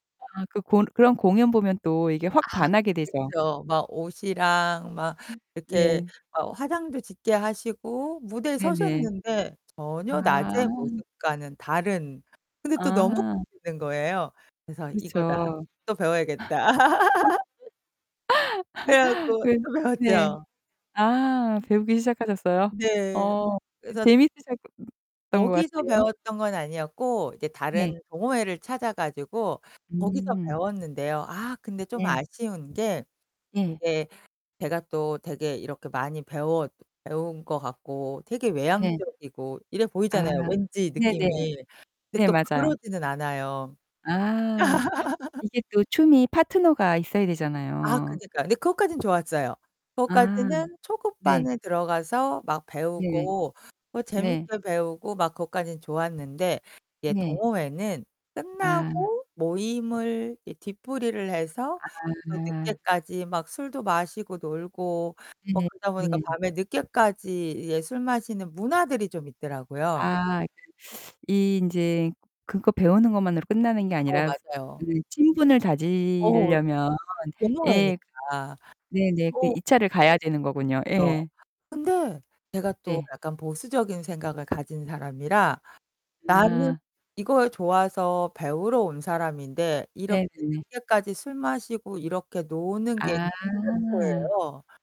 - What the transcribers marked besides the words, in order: distorted speech; laugh; laughing while speaking: "그래 갖고 또 배웠죠"; laughing while speaking: "배우기 시작하셨어요? 어. 재밌으셨던 것 같아요"; static
- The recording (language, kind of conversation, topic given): Korean, podcast, 학습할 때 호기심을 어떻게 유지하시나요?